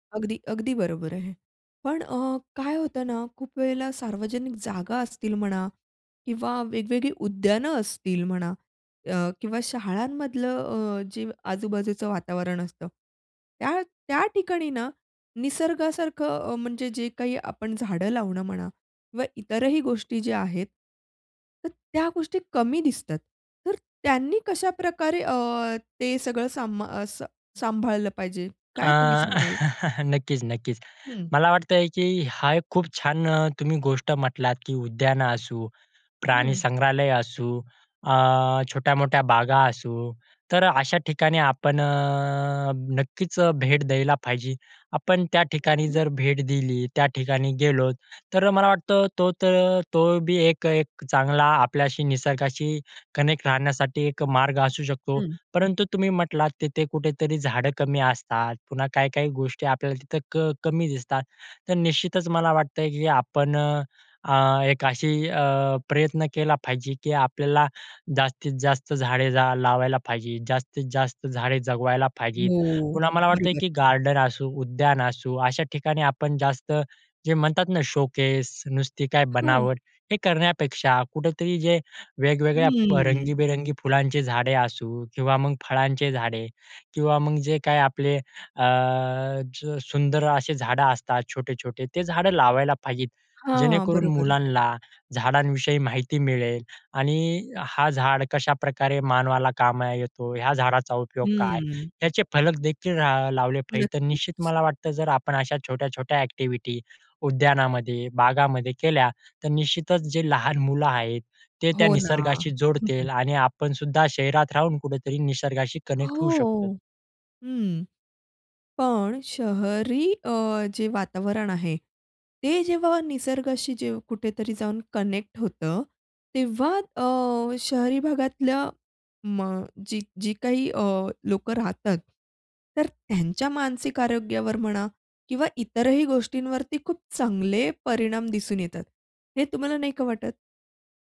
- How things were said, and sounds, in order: tapping; chuckle; in English: "कनेक्ट"; drawn out: "हो"; other background noise; other noise; in English: "कनेक्ट"; drawn out: "हो"; in English: "कनेक्ट"
- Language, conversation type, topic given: Marathi, podcast, शहरात राहून निसर्गाशी जोडलेले कसे राहता येईल याबद्दल तुमचे मत काय आहे?